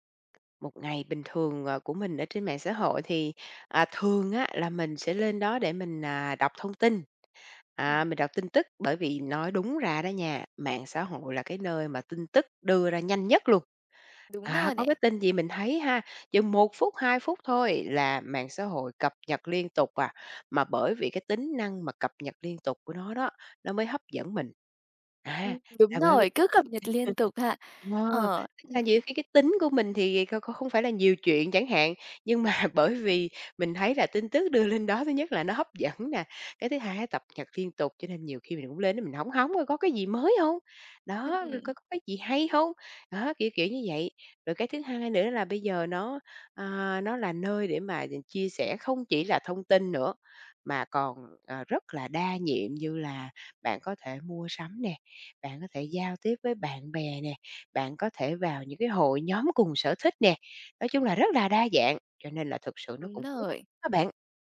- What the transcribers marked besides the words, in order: tapping; laugh; laughing while speaking: "mà"
- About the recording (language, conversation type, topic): Vietnamese, podcast, Bạn cân bằng thời gian dùng mạng xã hội với đời sống thực như thế nào?